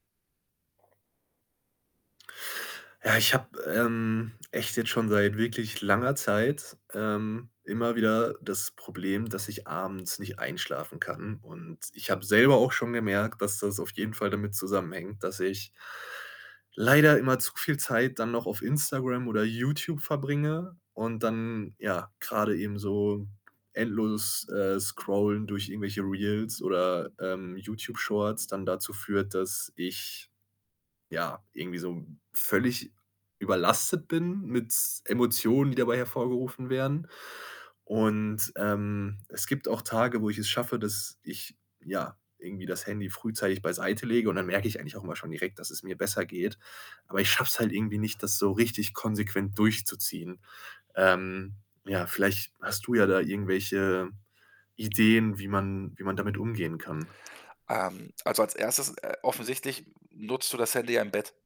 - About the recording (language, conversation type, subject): German, advice, Wie beeinflusst die Nutzung von Smartphone und anderen Bildschirmen am Abend die Einschlafroutine?
- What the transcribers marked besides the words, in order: other background noise